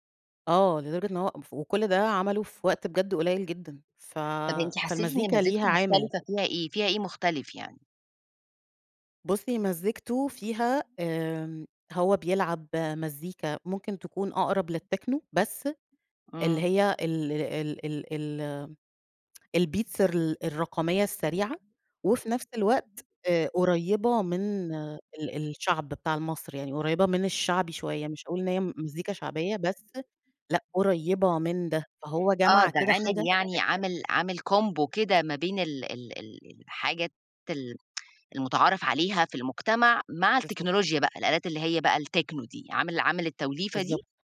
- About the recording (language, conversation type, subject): Arabic, podcast, إزاي اكتشفت نوع الموسيقى اللي بتحبّه؟
- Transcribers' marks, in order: other background noise; background speech; in English: "للtechno"; in English: "الbeats"; unintelligible speech; in English: "combo"; tsk; in English: "الtechno"